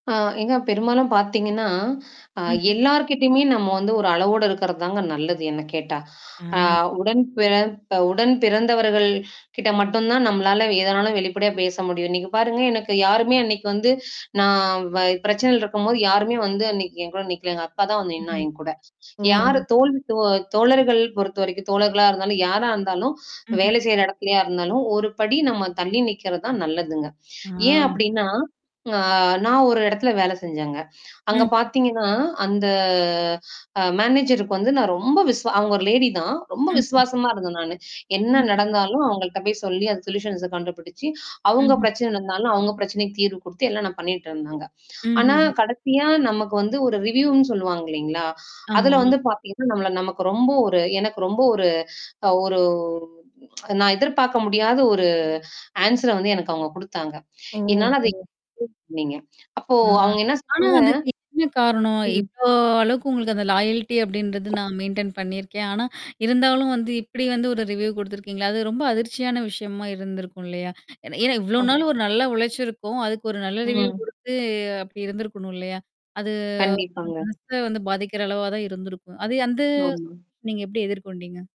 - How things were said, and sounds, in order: static; distorted speech; drawn out: "அ"; "தோழி" said as "தோல்"; other background noise; drawn out: "ஆ"; drawn out: "அந்த"; in English: "சொல்யூஷன்ஸ"; in English: "ரிவ்யூன்னு"; drawn out: "ஒரு"; tsk; drawn out: "ஒரு"; in English: "ஆன்சர"; unintelligible speech; in English: "லாயால்டி"; in English: "மெயின்டெயின்"; in English: "ரிவ்யூ"; gasp; in English: "ரிவ்யூ"; drawn out: "குடுத்து"; drawn out: "அது"; drawn out: "அந்து"; "வந்து" said as "அந்து"
- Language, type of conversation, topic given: Tamil, podcast, தோல்வியிலிருந்து மீண்டு நீங்கள் என்ன கற்றுக்கொண்டீர்கள்?